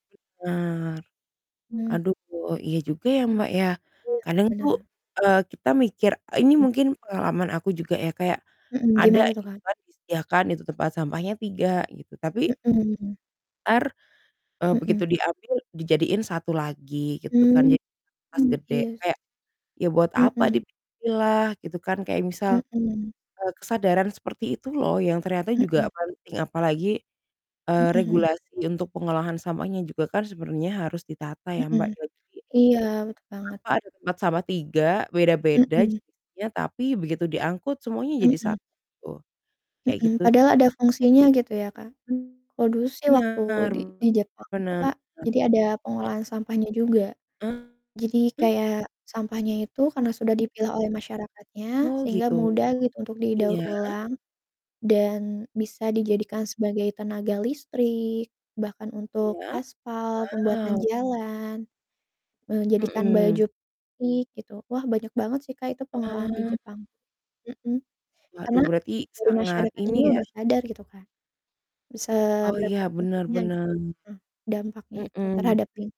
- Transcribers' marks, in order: distorted speech; other background noise
- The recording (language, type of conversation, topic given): Indonesian, unstructured, Apa pendapatmu tentang sampah plastik di lingkungan sekitar?